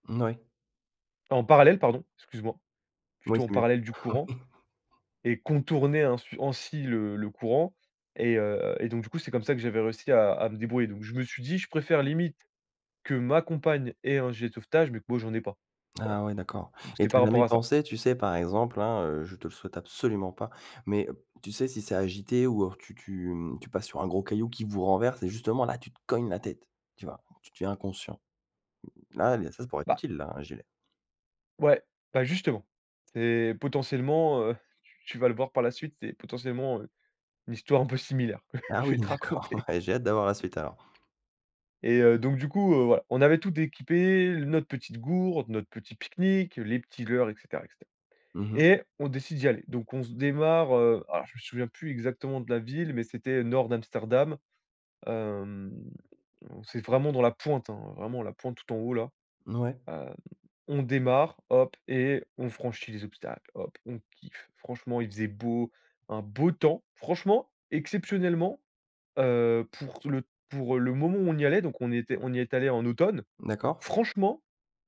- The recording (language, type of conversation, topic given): French, podcast, As-tu déjà été perdu et un passant t’a aidé ?
- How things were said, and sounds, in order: "Ouais" said as "Nouais"; laughing while speaking: "Oui !"; "ainsi" said as "ensi"; other background noise; stressed: "absolument"; stressed: "cognes"; laughing while speaking: "Ah oui d'accord, ouais"; laughing while speaking: "Je vais te raconter"; drawn out: "Hem"; stressed: "beau"